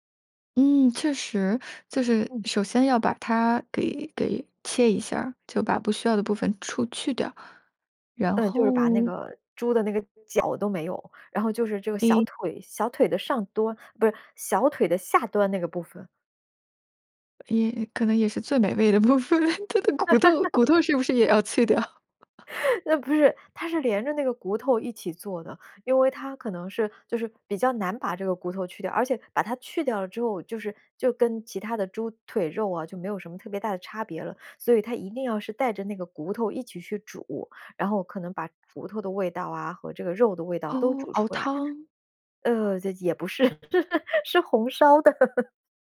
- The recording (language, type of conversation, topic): Chinese, podcast, 你眼中最能代表家乡味道的那道菜是什么？
- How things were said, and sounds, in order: laughing while speaking: "部分，它的骨头 骨头是不是也要去掉？"; laugh; laugh; tapping; laughing while speaking: "那不是"; laugh; laughing while speaking: "是红烧的"; laugh